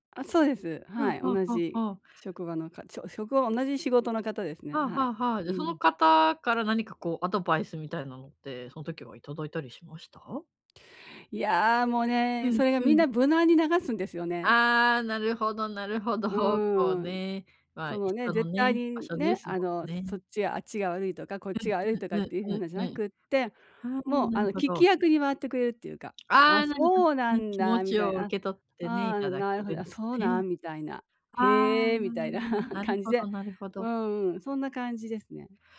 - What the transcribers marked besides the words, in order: laugh
- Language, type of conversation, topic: Japanese, advice, 批判を受けても自分らしさを保つにはどうすればいいですか？